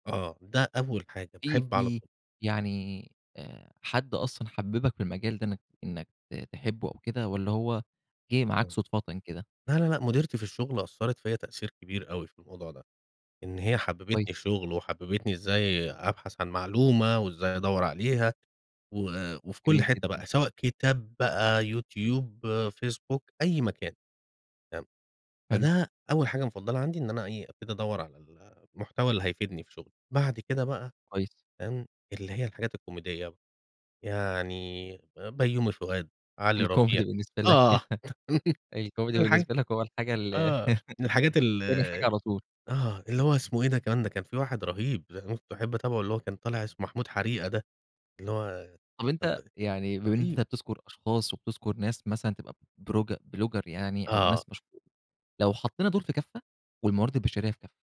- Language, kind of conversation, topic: Arabic, podcast, ازاي بتختار تتابع مين على السوشيال ميديا؟
- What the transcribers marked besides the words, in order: laughing while speaking: "الكوميدي بالنسبة لك"; chuckle; unintelligible speech; laugh; unintelligible speech; in English: "بلوجر"